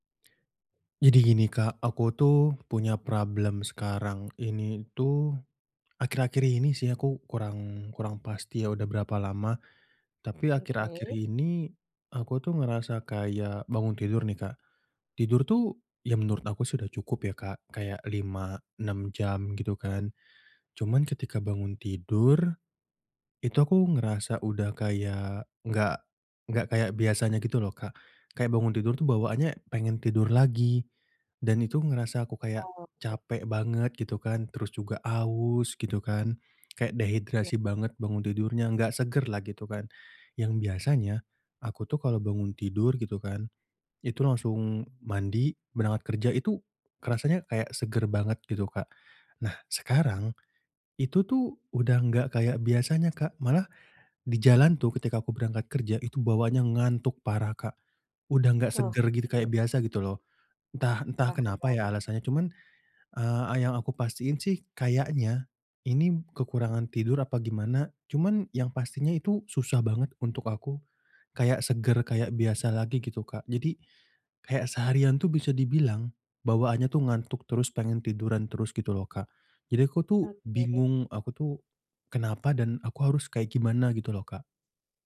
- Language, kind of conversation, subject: Indonesian, advice, Mengapa saya sering sulit merasa segar setelah tidur meskipun sudah tidur cukup lama?
- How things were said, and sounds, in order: put-on voice: "problem"; other background noise